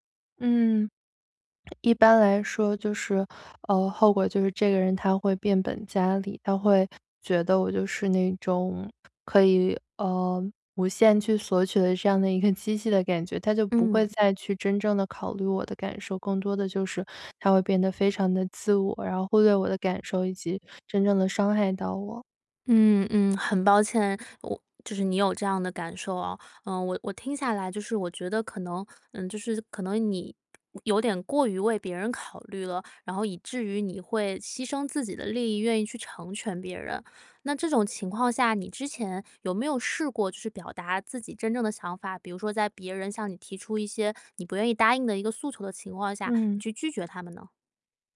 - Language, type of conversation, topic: Chinese, advice, 我总是很难说“不”，还经常被别人利用，该怎么办？
- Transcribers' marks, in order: cough